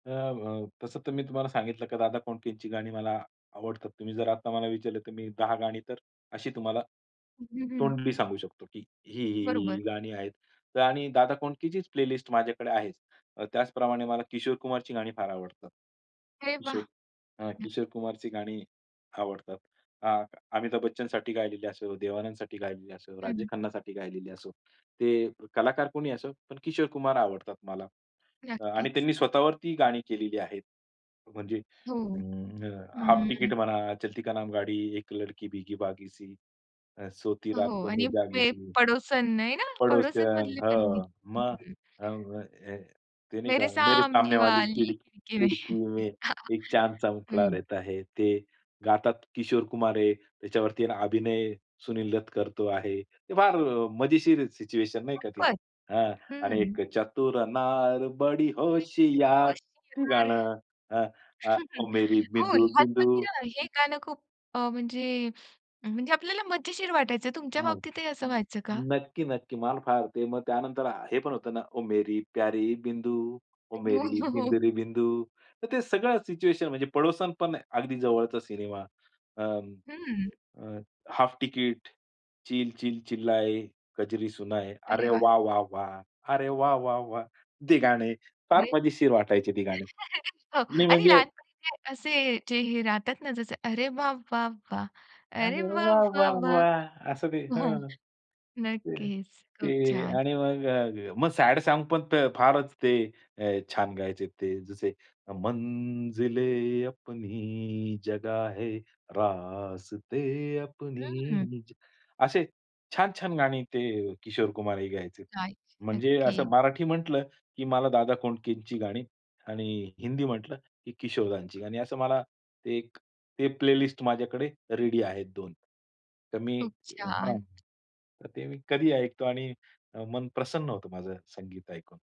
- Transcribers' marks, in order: in English: "प्लेलिस्ट"; tapping; other background noise; in Hindi: "एक लडकी भिगी भागीसी सी, अ, सोती रातो मे जागीसी"; unintelligible speech; in Hindi: "मेरे सामने वाली खिडक खिडकी में एक चांदसा मुखडा रहाता है"; chuckle; unintelligible speech; singing: "एक चतुर नार बडी होशियार"; chuckle; singing: "मेरी बिंदू बिंदू"; singing: "ओ मेरी प्यारी बिंदू, ओ मेरी बिंदू रे बिंदू"; laughing while speaking: "हो, हो, हो"; singing: "चिल चिल चिल्लाए कजरी सुनाए … वाह वाह वाह!"; chuckle; singing: "अरे वाह, वाह, वाह! अरे वाह, वाह, वाह!"; singing: "अरे वाह वाह वाह!"; other noise; singing: "मंजिले अपनी जगह है, रास्ते अपनी जगह"; in English: "प्लेलिस्ट"; in English: "रेडी"
- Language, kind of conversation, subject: Marathi, podcast, तुमच्या संगीताच्या आवडीत नेमका कधी मोठा बदल झाला?